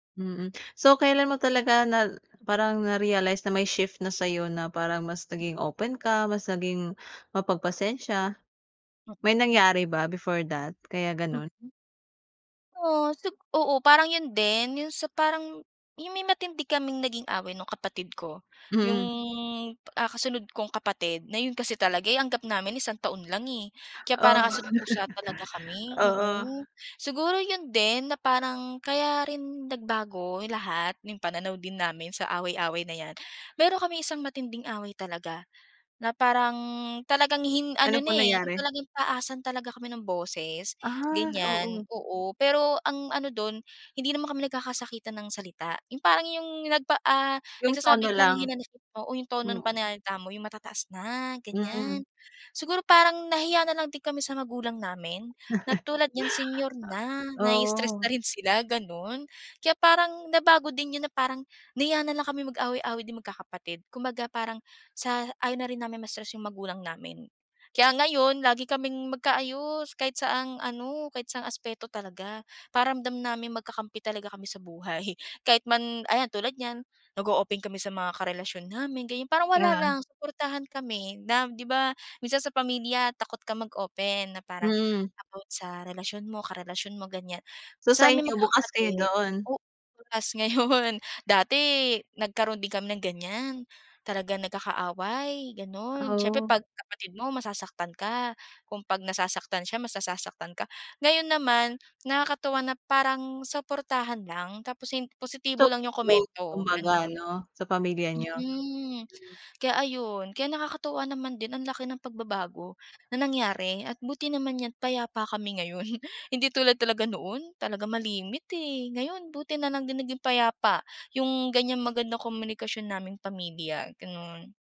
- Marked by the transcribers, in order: other background noise; in English: "before that"; laugh; laugh; laughing while speaking: "buhay"; laughing while speaking: "bukas ngayon"; unintelligible speech; laughing while speaking: "ngayon"
- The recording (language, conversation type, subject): Filipino, podcast, Paano mo pinananatili ang maayos na komunikasyon sa pamilya?
- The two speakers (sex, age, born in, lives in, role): female, 25-29, Philippines, Philippines, guest; female, 25-29, Philippines, Philippines, host